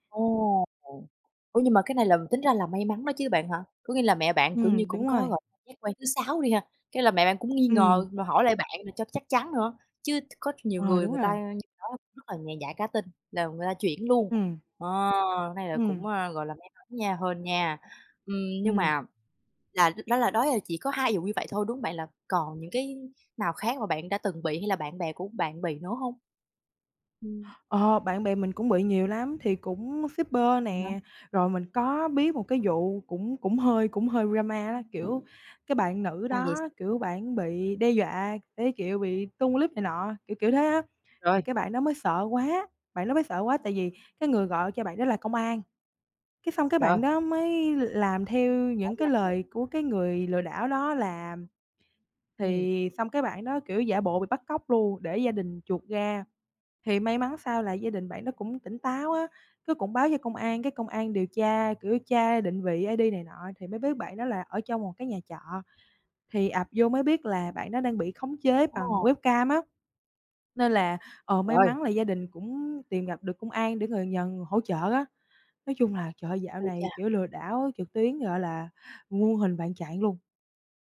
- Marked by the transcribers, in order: tapping; other background noise; unintelligible speech; in English: "drama"; unintelligible speech; in English: "I-D"; in English: "webcam"
- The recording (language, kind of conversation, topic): Vietnamese, podcast, Bạn có thể kể về lần bạn gặp lừa đảo trực tuyến và bài học bạn rút ra từ đó không?